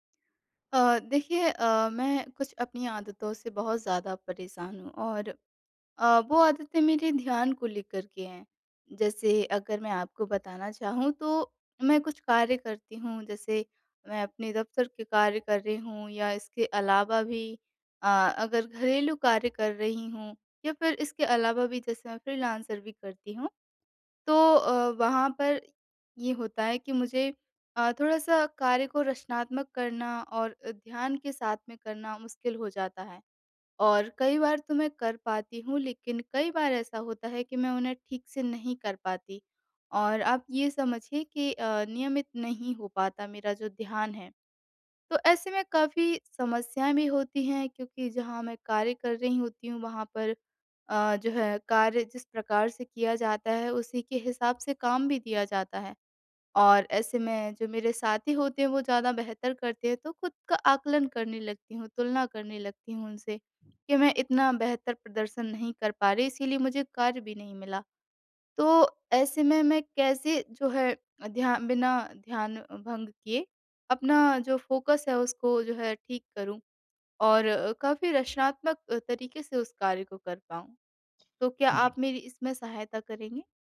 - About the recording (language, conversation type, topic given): Hindi, advice, मैं बिना ध्यान भंग हुए अपने रचनात्मक काम के लिए समय कैसे सुरक्षित रख सकता/सकती हूँ?
- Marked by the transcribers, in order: in English: "फ़ोकस"